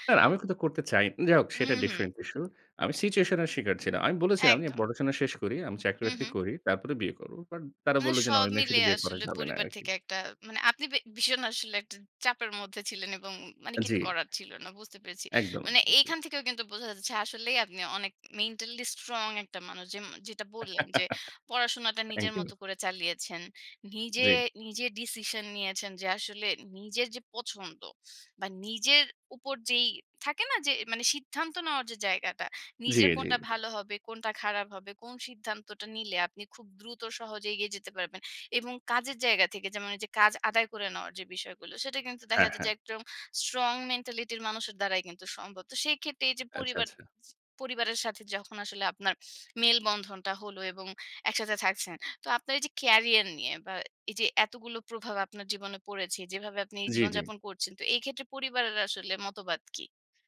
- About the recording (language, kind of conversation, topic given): Bengali, podcast, কোন সিনেমাটি আপনার জীবনে সবচেয়ে গভীর প্রভাব ফেলেছে বলে আপনি মনে করেন?
- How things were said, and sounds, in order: in English: "different issue"; giggle